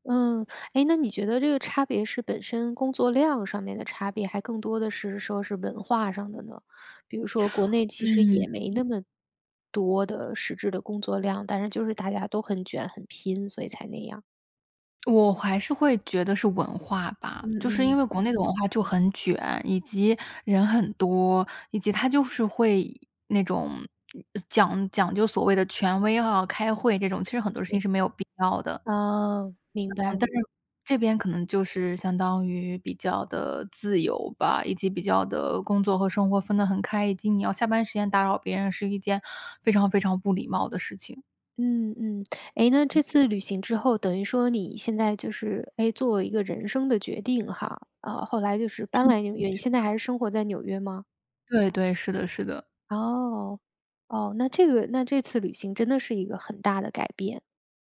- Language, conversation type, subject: Chinese, podcast, 有哪次旅行让你重新看待人生？
- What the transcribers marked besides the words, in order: other background noise; other noise; unintelligible speech